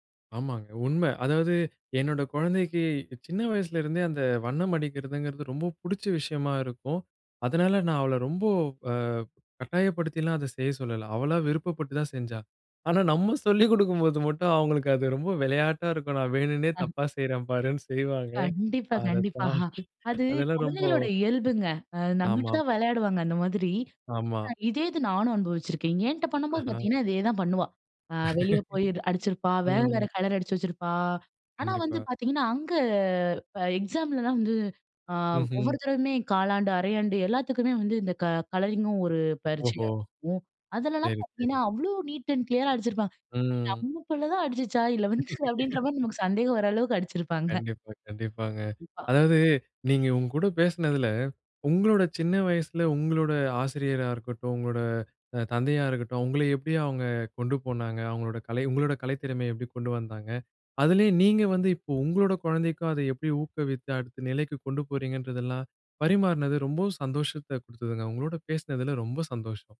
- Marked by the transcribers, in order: laughing while speaking: "ஆனா, நம்ம சொல்லிக் குடுக்கும்போது மட்டும் … தாண்டி அதெல்லாம் ரொம்போ"; other noise; laughing while speaking: "கண்டிப்பா, கண்டிப்பா"; laugh; in English: "எக்ஸாமலலாம்"; in English: "கலரிங்கும்"; in English: "நீட் அண்ட் கிளியரா"; laughing while speaking: "நம்ம புள்ள தான் அடிச்சிச்சா? இல்ல … வர அளவுக்கு அடிச்சிருப்பாங்க"; laugh; unintelligible speech
- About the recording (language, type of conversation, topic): Tamil, podcast, குடும்பமும் பள்ளியும் உங்கள் கலைப் பயணத்திற்கு எப்படி ஊக்கம் அளித்தன?